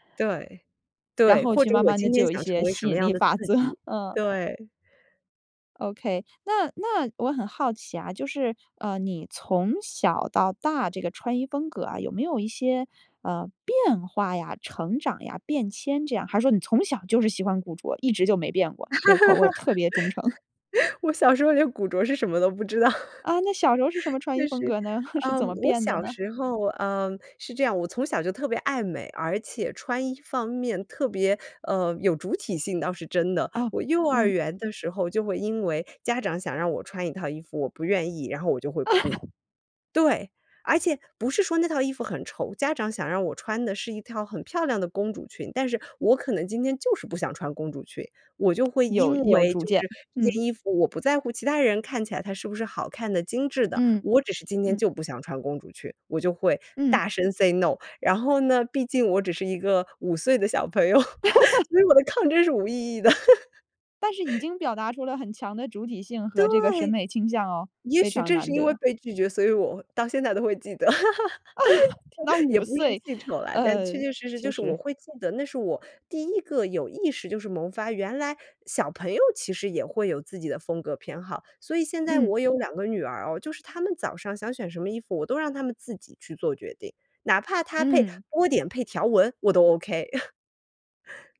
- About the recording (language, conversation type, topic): Chinese, podcast, 你觉得你的穿衣风格在传达什么信息？
- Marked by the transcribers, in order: laughing while speaking: "法则，嗯"; laugh; laughing while speaking: "我小时候连古着是什么都不知道。就是"; chuckle; chuckle; laugh; "套" said as "跳"; other background noise; in English: "say no"; laughing while speaking: "小朋友，所以我的抗争是无意义的"; laugh; laugh; laugh; laughing while speaking: "也不是记仇啦"; laugh; chuckle